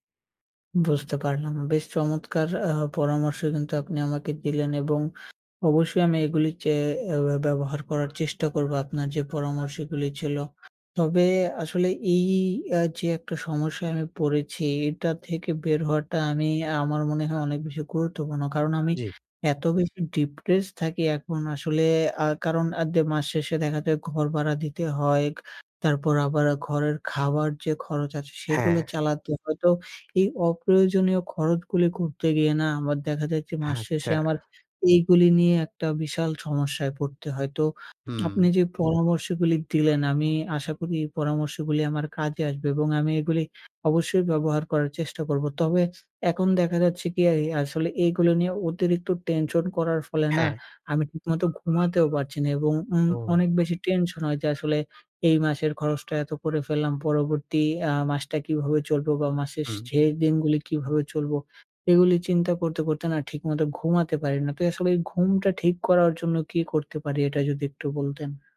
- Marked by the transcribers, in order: other background noise; tapping
- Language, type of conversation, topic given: Bengali, advice, মাস শেষ হওয়ার আগেই টাকা শেষ হয়ে যাওয়া নিয়ে কেন আপনার উদ্বেগ হচ্ছে?